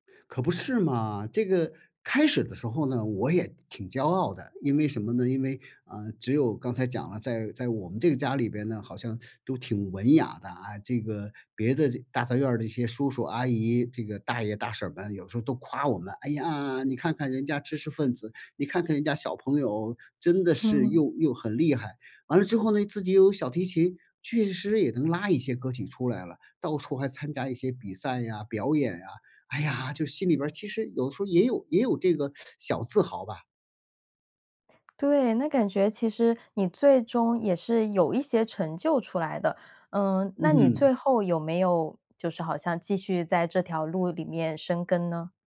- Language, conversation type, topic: Chinese, podcast, 父母的期待在你成长中起了什么作用？
- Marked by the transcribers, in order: teeth sucking; laugh; teeth sucking; other background noise